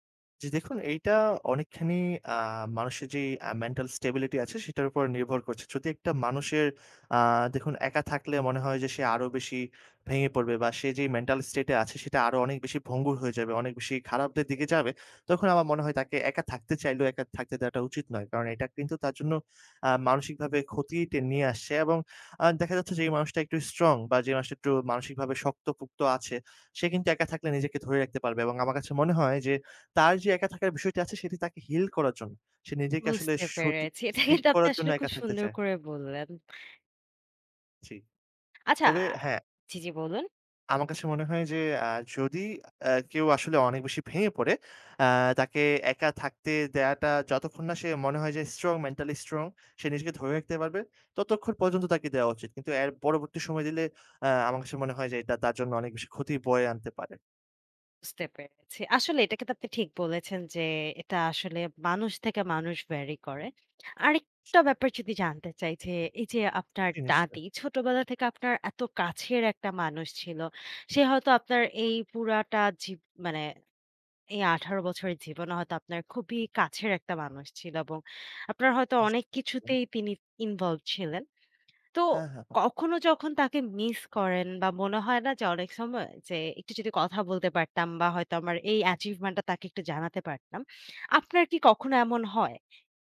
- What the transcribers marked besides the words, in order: in English: "mental stability"; in English: "mental state"; laughing while speaking: "এটা কিন্তু আপনি আসলে"; tapping; other background noise; lip smack; fan; unintelligible speech; in English: "involved"
- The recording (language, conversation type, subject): Bengali, podcast, বড় কোনো ক্ষতি বা গভীর যন্ত্রণার পর আপনি কীভাবে আবার আশা ফিরে পান?